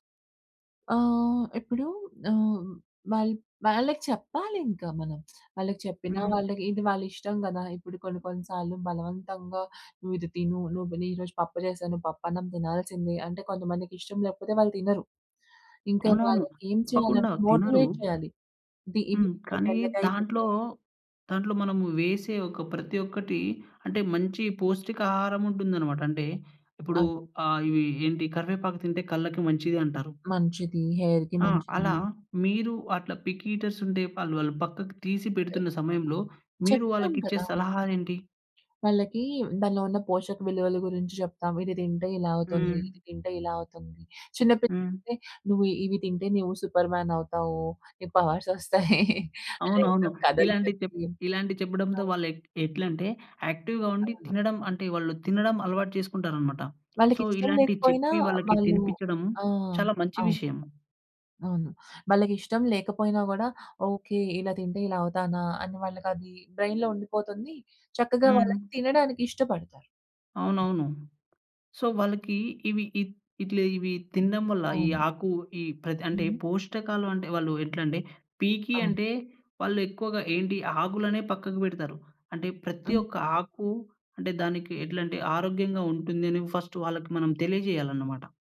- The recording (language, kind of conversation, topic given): Telugu, podcast, పికీగా తినేవారికి భోజనాన్ని ఎలా సరిపోయేలా మార్చాలి?
- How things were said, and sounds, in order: drawn out: "ఆహ్"; tapping; in English: "మోటివేట్"; drawn out: "దాంట్లో"; other noise; other background noise; laughing while speaking: "పవర్సొస్తాయి"; in English: "యాక్టివ్‌గా"; in English: "సో"; in English: "బ్రెయి‌న్‌లో"; in English: "సో"; in English: "ఫస్ట్"